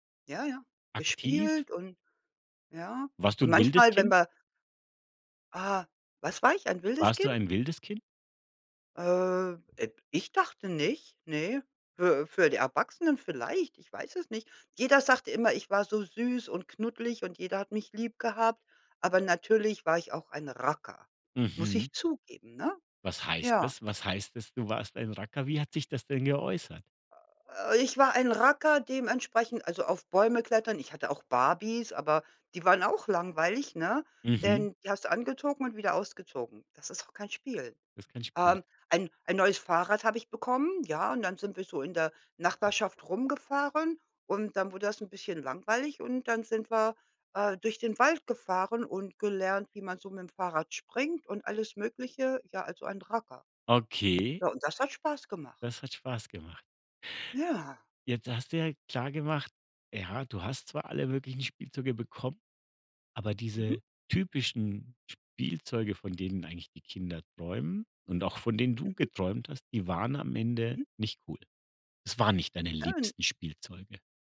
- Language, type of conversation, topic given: German, podcast, Was war dein liebstes Spielzeug in deiner Kindheit?
- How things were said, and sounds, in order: none